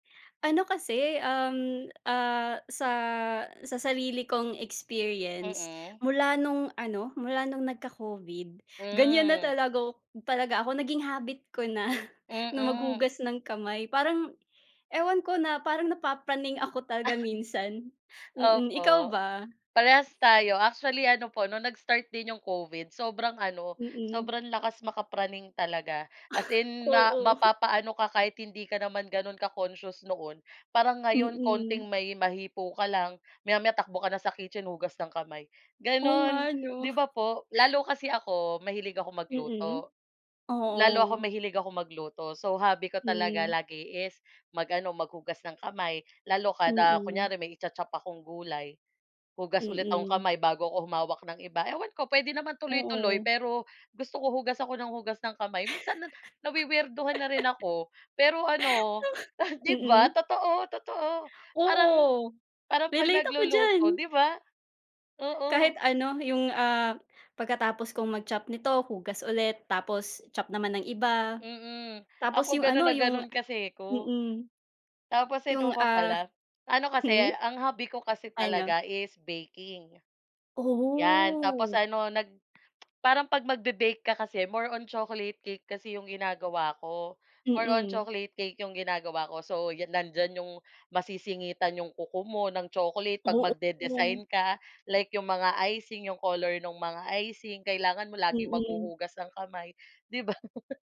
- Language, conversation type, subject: Filipino, unstructured, Ano ang palagay mo sa mga taong labis na mahilig maghugas ng kamay?
- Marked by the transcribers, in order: chuckle; chuckle; chuckle; chuckle; laugh; chuckle; tapping; laugh